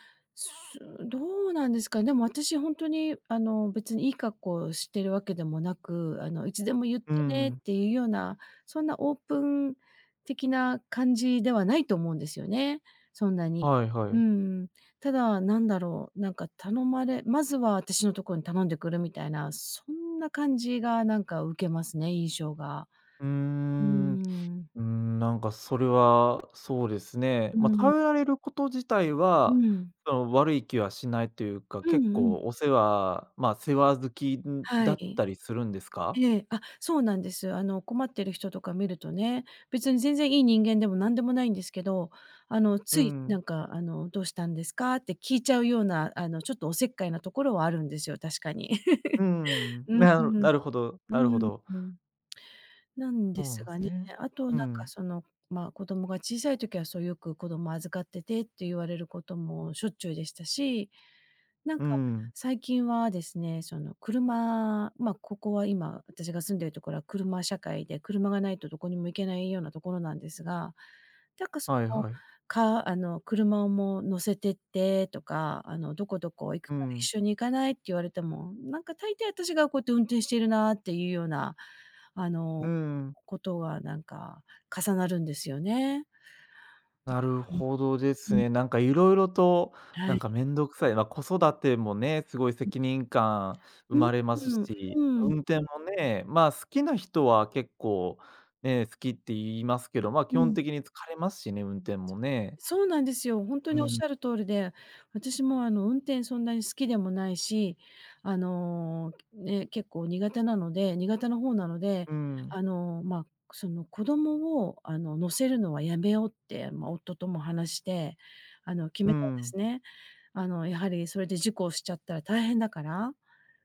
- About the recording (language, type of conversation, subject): Japanese, advice, 友達から過度に頼られて疲れているとき、どうすれば上手に距離を取れますか？
- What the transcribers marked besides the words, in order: tapping; chuckle; other background noise